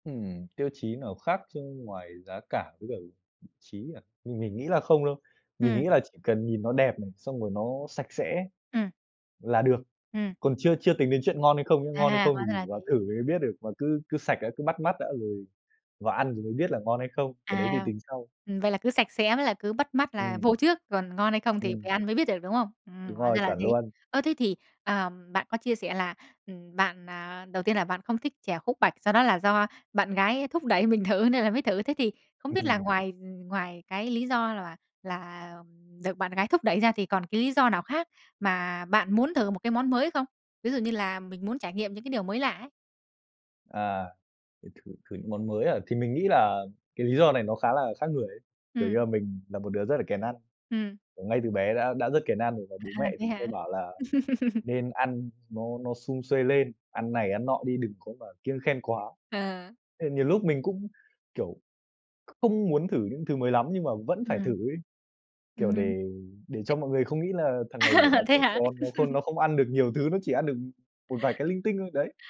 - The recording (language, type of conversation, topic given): Vietnamese, podcast, Bạn có thể kể về lần bạn thử một món ăn lạ và mê luôn không?
- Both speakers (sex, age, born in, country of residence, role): female, 20-24, Vietnam, Vietnam, host; male, 20-24, Vietnam, Vietnam, guest
- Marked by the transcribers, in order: tapping; other background noise; laughing while speaking: "Ừm"; laughing while speaking: "À"; laugh; unintelligible speech; laugh